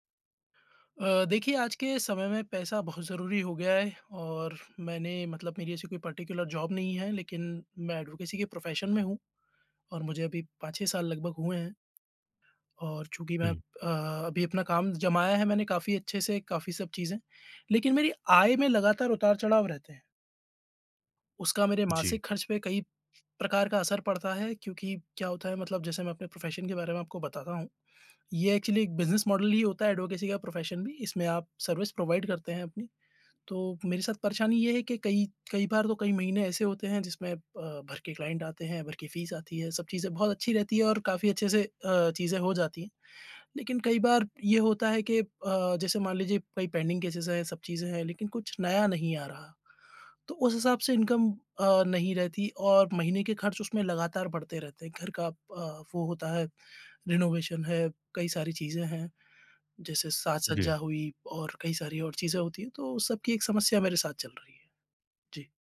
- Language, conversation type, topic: Hindi, advice, आय में उतार-चढ़ाव आपके मासिक खर्चों को कैसे प्रभावित करता है?
- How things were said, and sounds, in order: in English: "पर्टिकुलर जॉब"; in English: "एडवोकेसी"; in English: "प्रोफ़ेशन"; tapping; in English: "प्रोफ़ेशन"; in English: "एक्चुअली"; in English: "बिज़नेस मॉडल"; in English: "एडवोकेसी"; in English: "प्रोफ़ेशन"; in English: "सर्विस प्रोवाइड"; other background noise; in English: "क्लाइंट"; in English: "फ़ीस"; in English: "पेंडिंग केसेज़"; in English: "इनकम"; in English: "रेनोवेशन"